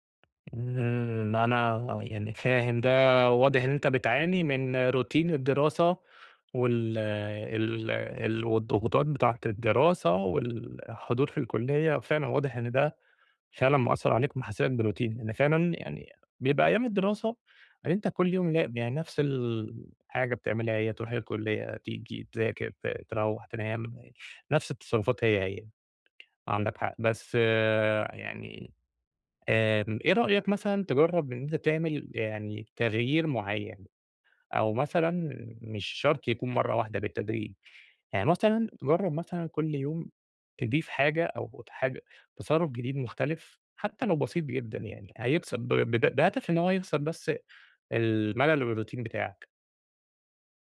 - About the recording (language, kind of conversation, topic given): Arabic, advice, إزاي أتعامل مع إحساسي إن أيامي بقت مكررة ومفيش شغف؟
- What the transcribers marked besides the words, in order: tapping; in English: "routine"; in English: "بroutine"; in English: "الroutine"